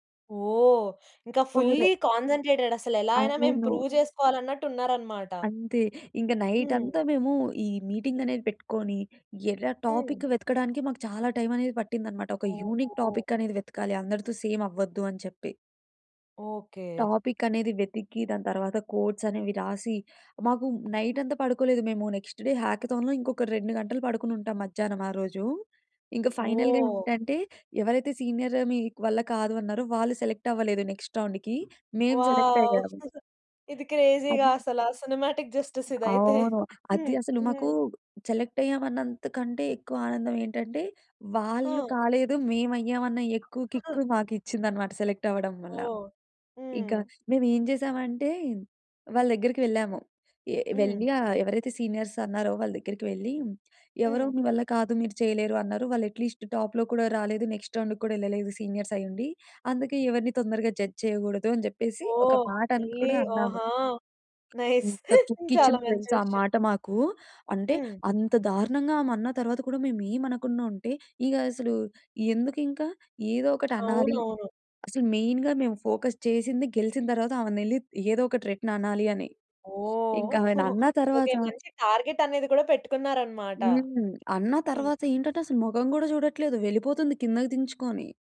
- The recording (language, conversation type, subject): Telugu, podcast, ప్రాక్టీస్‌లో మీరు ఎదుర్కొన్న అతిపెద్ద ఆటంకం ఏమిటి, దాన్ని మీరు ఎలా దాటేశారు?
- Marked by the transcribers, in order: in English: "ఫుల్లీ కాన్సంట్రేటెడ్"; in English: "ప్రూవ్"; in English: "మీటింగ్"; in English: "టాపిక్"; in English: "యూనిక్ టాపిక్"; in English: "టాపిక్"; in English: "కోడ్స్"; in English: "నెక్స్ట్ డే హాకథాన్‌లో"; in English: "ఫైనల్‌గా"; other background noise; in English: "సీనియర్"; in English: "సెలెక్ట్"; in English: "నెక్స్ట్ రౌండ్‌కి"; other noise; in English: "క్రేజీ‌గా"; laughing while speaking: "సినిమాటిక్ జస్టిస్ ఇదైతే"; in English: "సినిమాటిక్ జస్టిస్"; tapping; in English: "సెలెక్ట్"; in English: "సీనియర్స్"; in English: "ఎట్ లీస్ట్ టాప్‌లో"; in English: "నెక్స్ట్"; in English: "జడ్జ్"; laughing while speaking: "నైస్"; in English: "మెయిన్‌గా"; in English: "ఫోకస్"; in English: "రిటన్"; giggle; in English: "టార్గెట్"